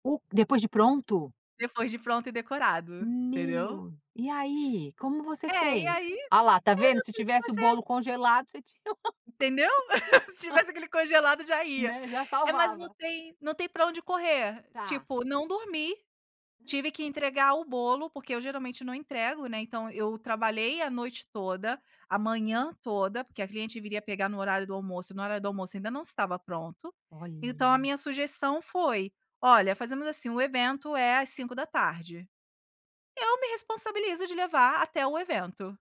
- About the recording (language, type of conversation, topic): Portuguese, podcast, O que você acha que todo mundo deveria saber cozinhar?
- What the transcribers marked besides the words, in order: laugh; other background noise